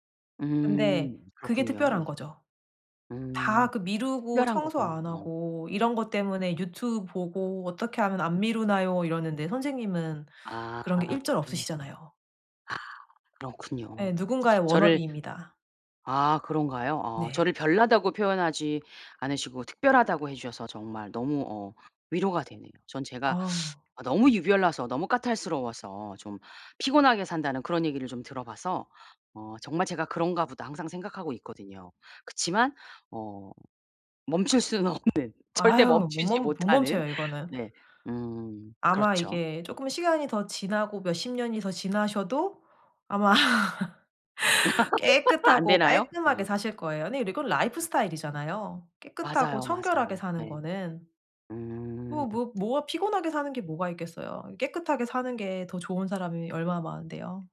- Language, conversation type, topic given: Korean, advice, 집에서 어떻게 하면 더 잘 쉬고 긴장을 풀 수 있을까요?
- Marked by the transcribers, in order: other background noise; tapping; laughing while speaking: "수는 없는 절대 멈추지 못하는"; laughing while speaking: "아마"; laugh